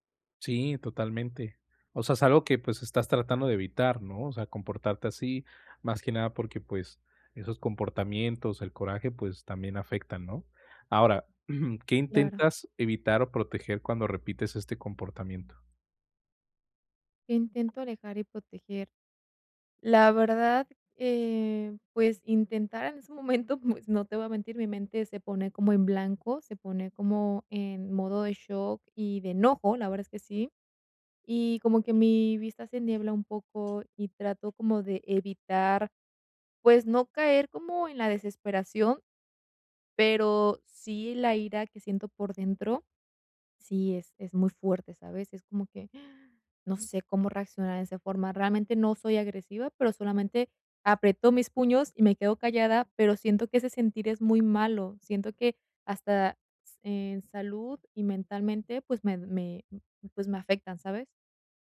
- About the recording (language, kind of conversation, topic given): Spanish, advice, ¿Cómo puedo dejar de repetir patrones de comportamiento dañinos en mi vida?
- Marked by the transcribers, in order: throat clearing; other background noise; laughing while speaking: "momento, pues"; gasp